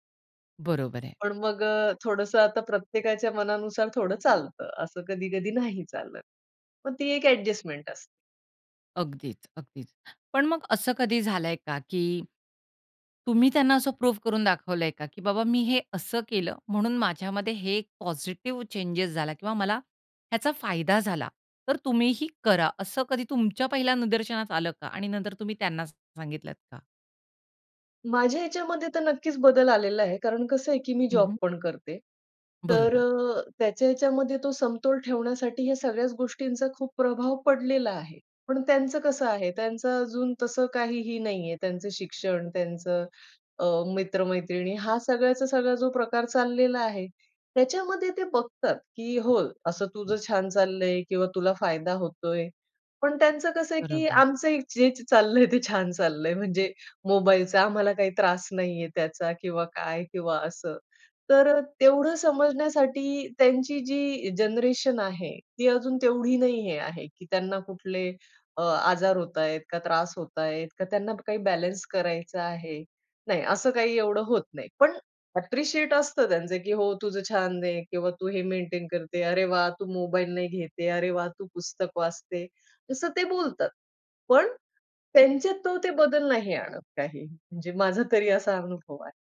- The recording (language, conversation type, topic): Marathi, podcast, सूचनांवर तुम्ही नियंत्रण कसे ठेवता?
- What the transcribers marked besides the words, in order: stressed: "नाही"; in English: "अडजस्टमेंट"; in English: "प्रूफ"; in English: "पॉझिटिव्ह चेंजेस"; other background noise; tapping; laughing while speaking: "जे चाललंय ते छान चाललंय"; in English: "ॲप्रिशिएट"